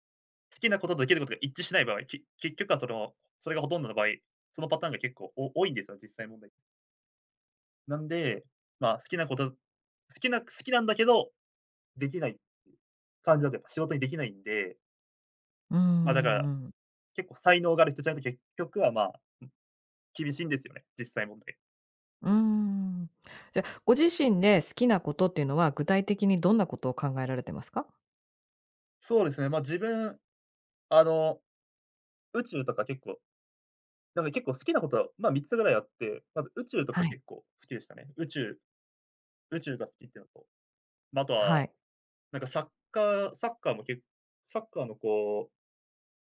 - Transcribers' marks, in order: none
- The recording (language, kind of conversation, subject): Japanese, podcast, 好きなことを仕事にすべきだと思いますか？